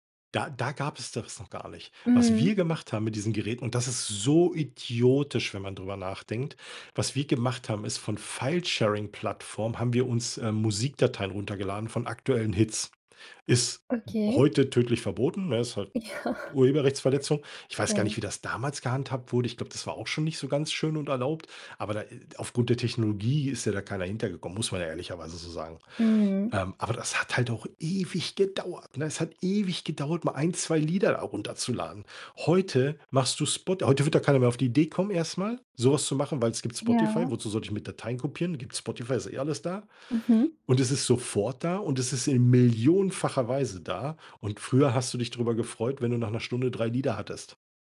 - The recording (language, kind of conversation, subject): German, podcast, Wie hat Social Media deine Unterhaltung verändert?
- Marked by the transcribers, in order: stressed: "wir"; drawn out: "so"; laughing while speaking: "Ja"; stressed: "millionenfacher"